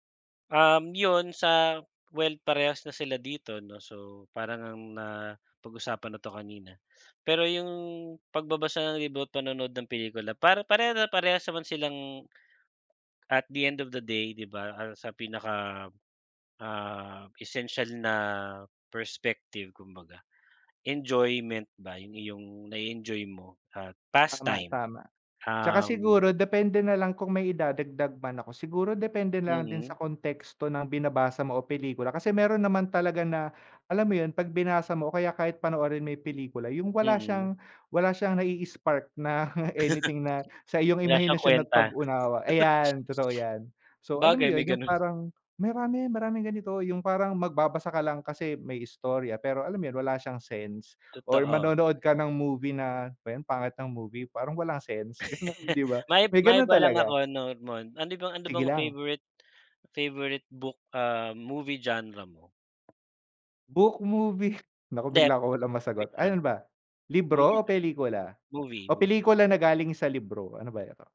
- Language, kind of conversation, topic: Filipino, unstructured, Mas gusto mo bang magbasa ng libro o manood ng pelikula?
- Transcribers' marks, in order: tapping; laugh; laugh; laugh